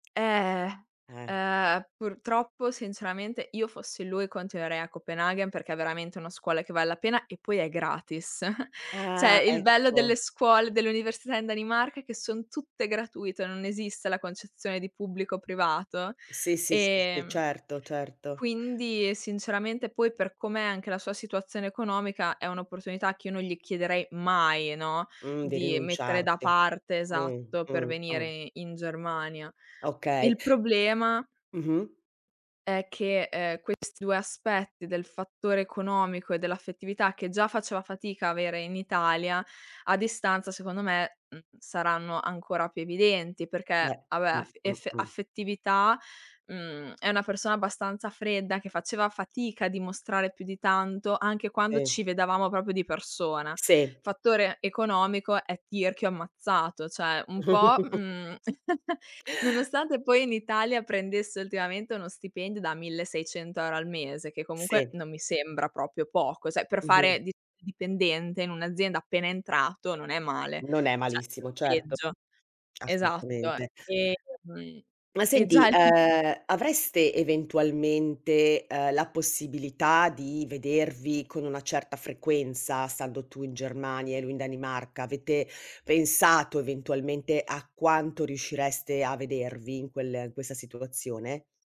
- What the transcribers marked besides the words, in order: other background noise; chuckle; "Cioè" said as "ceh"; tapping; "vabbè" said as "abè"; "proprio" said as "propio"; giggle; "cioè" said as "ceh"; chuckle; "proprio" said as "propio"; "cioè" said as "ceh"; "Cioè" said as "ceh"
- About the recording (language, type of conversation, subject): Italian, advice, Dovrei accettare un trasferimento all’estero con il mio partner o rimanere dove sono?